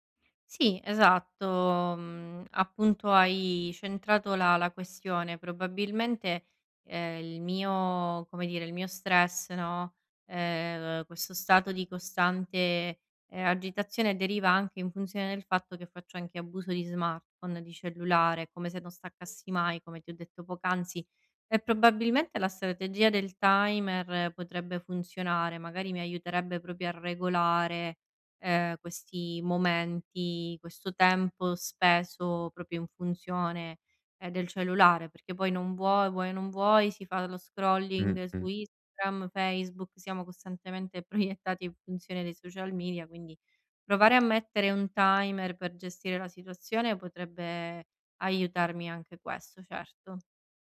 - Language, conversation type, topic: Italian, advice, Come posso spegnere gli schermi la sera per dormire meglio senza arrabbiarmi?
- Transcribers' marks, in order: "proprio" said as "propio"; tapping; "proprio" said as "propio"; in English: "scrolling"; laughing while speaking: "proiettati"